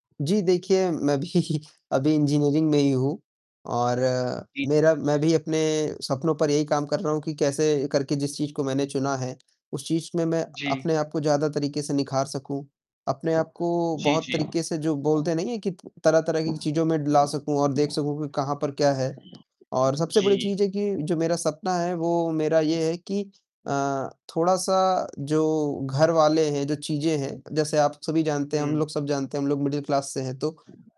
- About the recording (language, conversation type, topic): Hindi, unstructured, तुम्हारे भविष्य के सपने क्या हैं?
- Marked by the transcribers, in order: laughing while speaking: "भी"; tapping; distorted speech; other background noise; in English: "मिडिल क्लास"